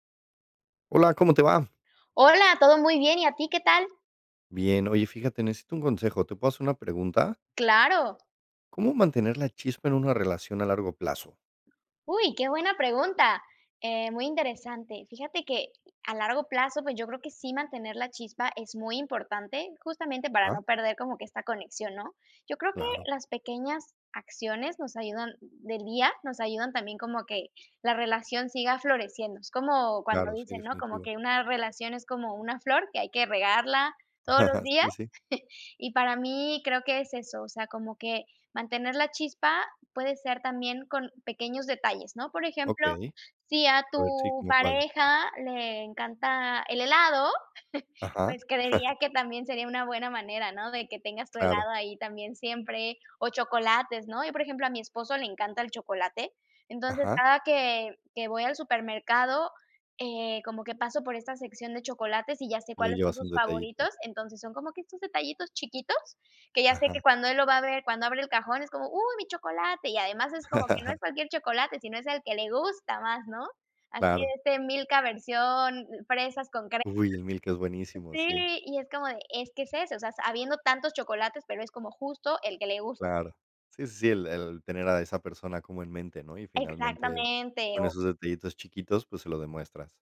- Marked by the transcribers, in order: other background noise; laugh; chuckle; chuckle; chuckle; laugh
- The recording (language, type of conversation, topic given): Spanish, unstructured, ¿Cómo mantener la chispa en una relación a largo plazo?